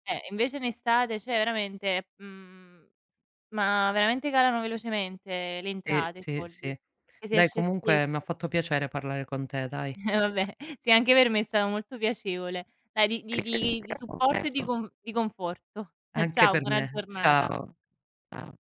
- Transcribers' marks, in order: "cioè" said as "ceh"; chuckle; chuckle
- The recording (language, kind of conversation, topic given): Italian, unstructured, Come bilanci il tuo tempo tra lavoro e tempo libero?